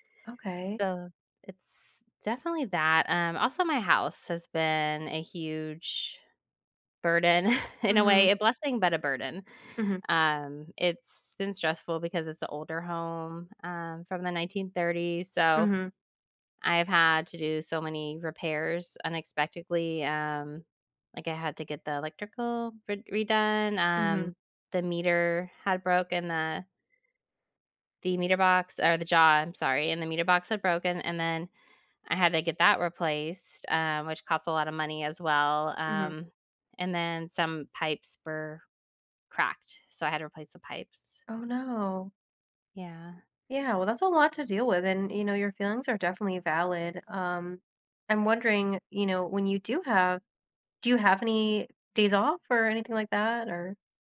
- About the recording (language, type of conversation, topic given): English, advice, How can I manage stress from daily responsibilities?
- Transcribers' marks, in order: chuckle; "unexpectedly" said as "unexpectecly"; other background noise